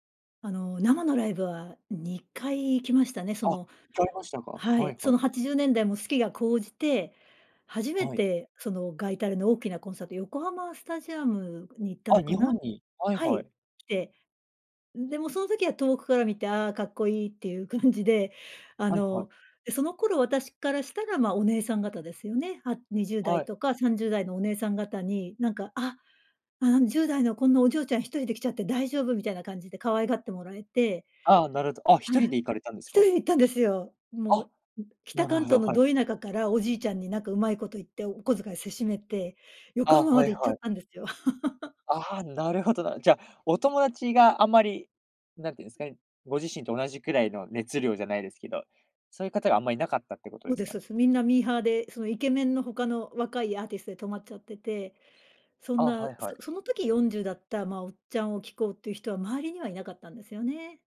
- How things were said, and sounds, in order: laugh
- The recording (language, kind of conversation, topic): Japanese, podcast, 自分の人生を表すプレイリストはどんな感じですか？